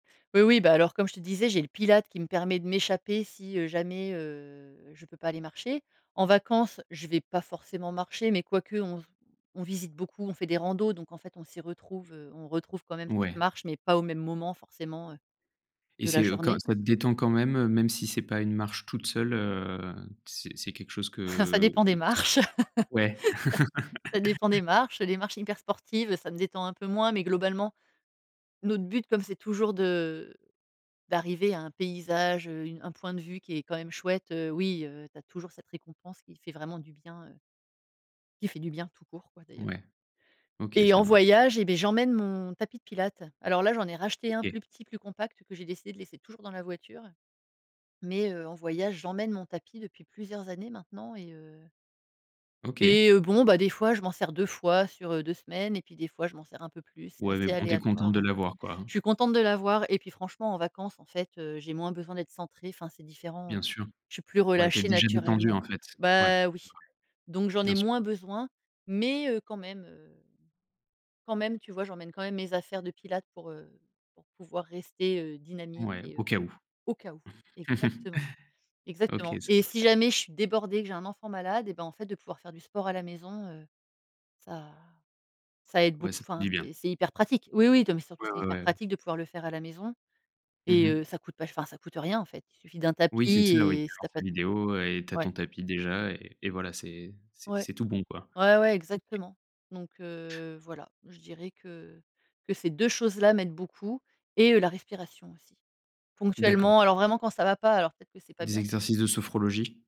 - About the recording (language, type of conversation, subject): French, podcast, Quelle habitude t’aide le plus à rester centré ?
- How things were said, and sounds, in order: chuckle; chuckle; other background noise; chuckle; stressed: "deux"; unintelligible speech